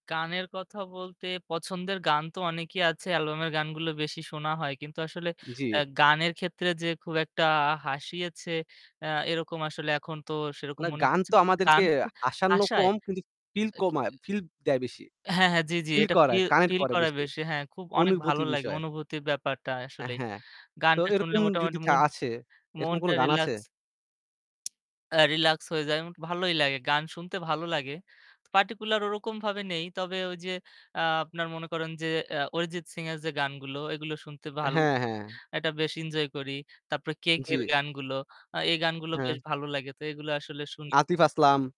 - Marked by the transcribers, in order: distorted speech; "হাসানো" said as "আসান্ন"; static; tapping; unintelligible speech; other background noise
- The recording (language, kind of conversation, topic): Bengali, unstructured, কোন গান বা চলচ্চিত্র আপনাকে সবচেয়ে বেশি হাসিয়েছে?